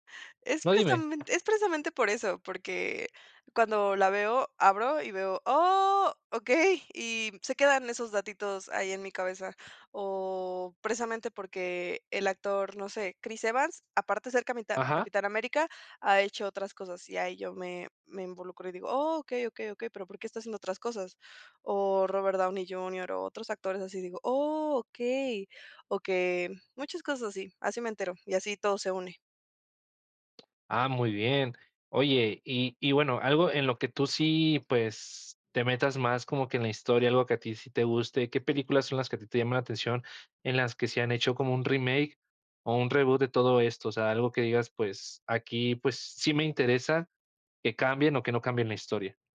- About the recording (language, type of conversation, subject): Spanish, podcast, ¿Por qué crees que amamos los remakes y reboots?
- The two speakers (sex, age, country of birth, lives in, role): female, 20-24, Mexico, Mexico, guest; male, 20-24, Mexico, Mexico, host
- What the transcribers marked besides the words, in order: tapping